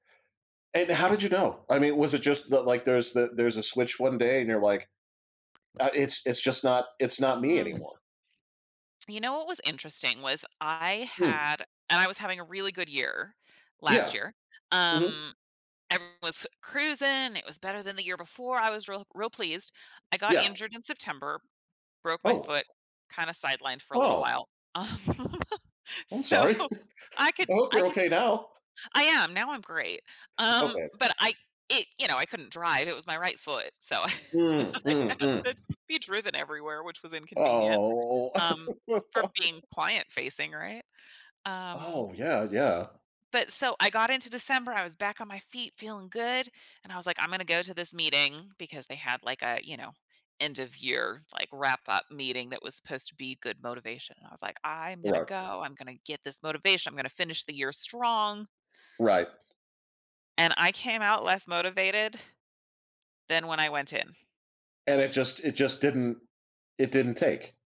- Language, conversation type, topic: English, unstructured, How can we use feedback to grow and improve ourselves over time?
- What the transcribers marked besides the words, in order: other background noise; tapping; tsk; chuckle; laughing while speaking: "Um, so"; laughing while speaking: "um"; chuckle; laughing while speaking: "I had to be driven"; drawn out: "Oh"; laugh